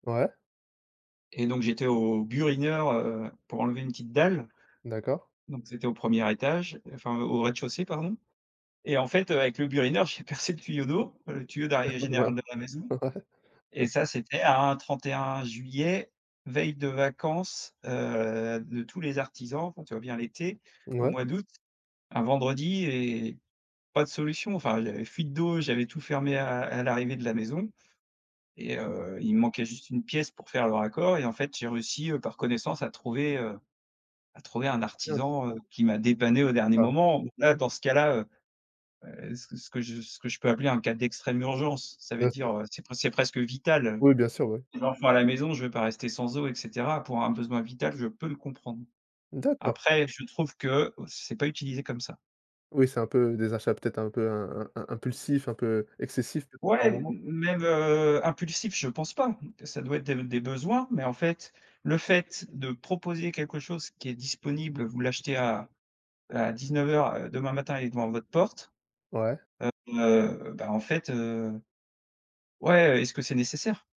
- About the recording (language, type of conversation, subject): French, podcast, Préfères-tu acheter neuf ou d’occasion, et pourquoi ?
- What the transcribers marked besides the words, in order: other background noise; unintelligible speech; laughing while speaking: "Ouais"; chuckle; tapping; stressed: "peux"